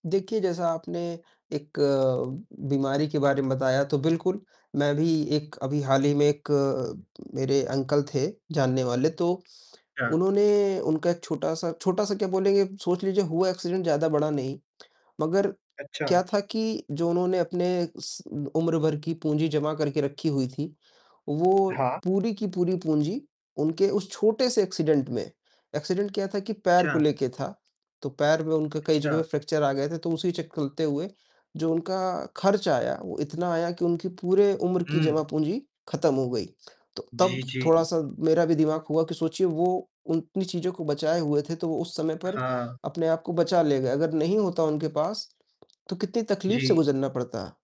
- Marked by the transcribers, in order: distorted speech; in English: "एक्सीडेंट"; in English: "एक्सीडेंट"; in English: "एक्सीडेंट"; tapping
- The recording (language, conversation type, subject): Hindi, unstructured, आजकल पैसे बचाना इतना मुश्किल क्यों हो गया है?